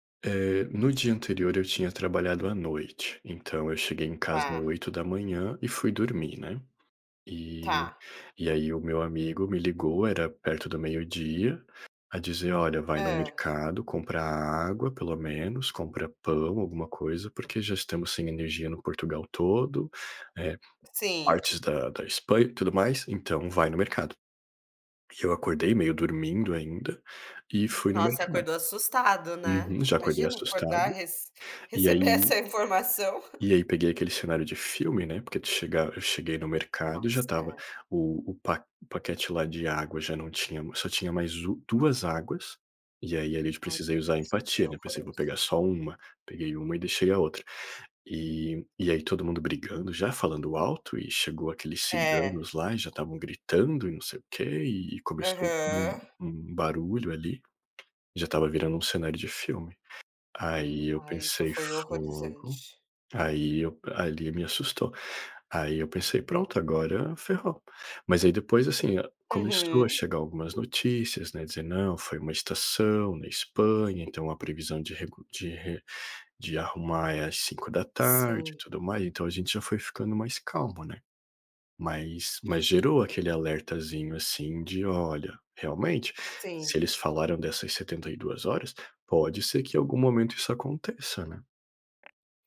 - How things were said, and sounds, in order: chuckle; tapping
- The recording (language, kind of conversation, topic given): Portuguese, unstructured, Como o medo das notícias afeta sua vida pessoal?